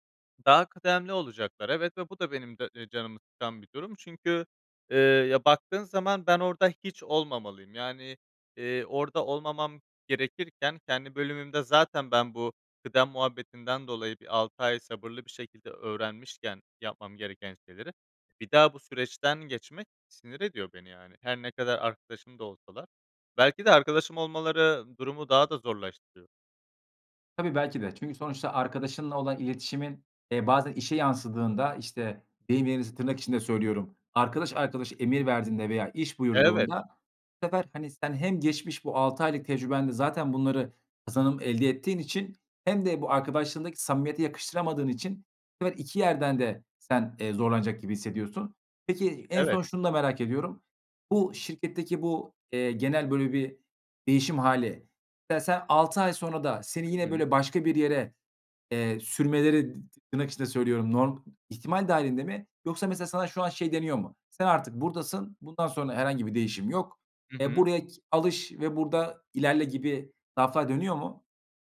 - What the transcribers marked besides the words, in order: other background noise; tapping
- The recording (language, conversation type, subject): Turkish, advice, İş yerinde görev ya da bölüm değişikliği sonrası yeni rolünüze uyum süreciniz nasıl geçti?